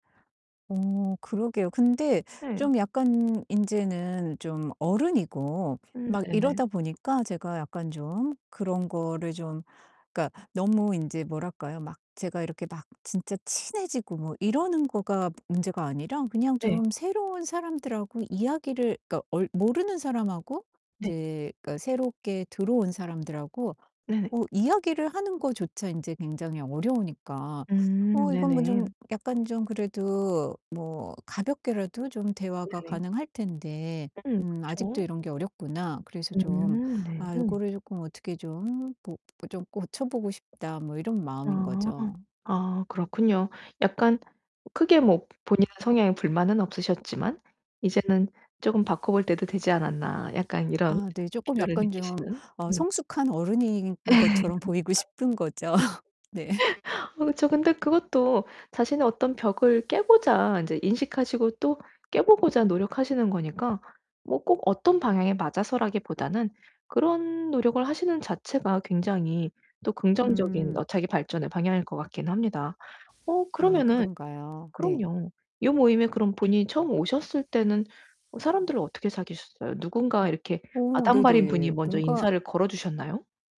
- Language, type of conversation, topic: Korean, advice, 새로운 사람들과 친해지는 게 왜 항상 이렇게 어려운가요?
- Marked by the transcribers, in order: distorted speech; tapping; other background noise; static; laugh; laugh